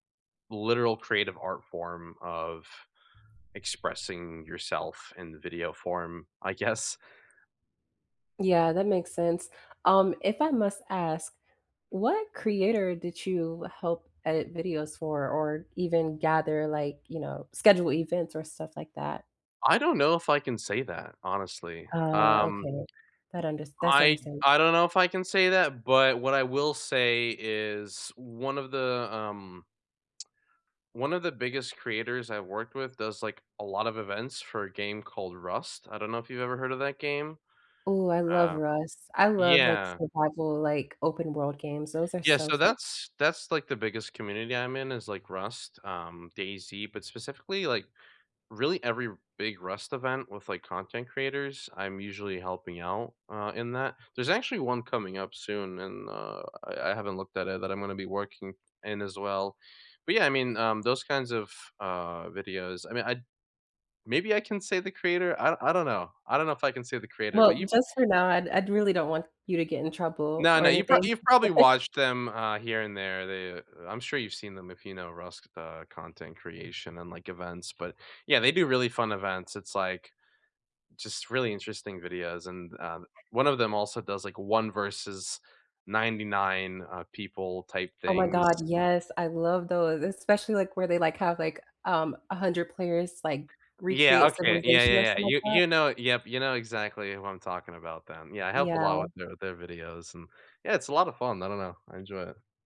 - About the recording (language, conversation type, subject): English, unstructured, What hobby reminds you of happier times?
- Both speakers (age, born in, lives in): 18-19, United States, United States; 20-24, United States, United States
- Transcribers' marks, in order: other background noise; tapping; chuckle